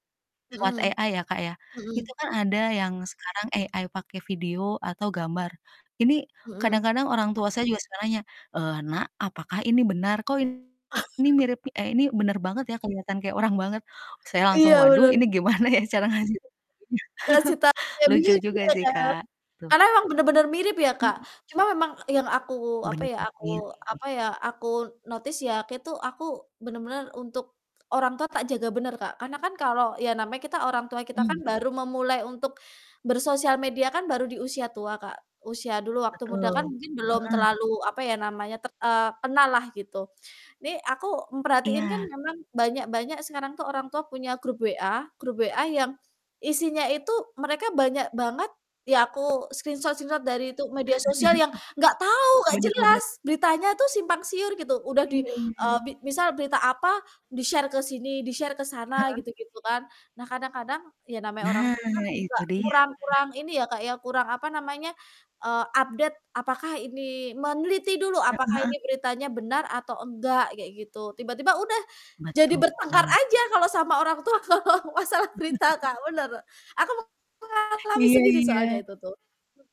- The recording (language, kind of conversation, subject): Indonesian, unstructured, Apa pendapat kamu tentang penyebaran berita palsu melalui internet?
- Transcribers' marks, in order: in English: "AI"; distorted speech; in English: "AI"; chuckle; laughing while speaking: "gimana ya cara ngajarinnya"; other background noise; laugh; static; in English: "notice"; tapping; in English: "screenshot-screenshot"; laugh; in English: "di-share"; in English: "di-share"; in English: "update"; laughing while speaking: "kalau masalah berita, Kak"; laugh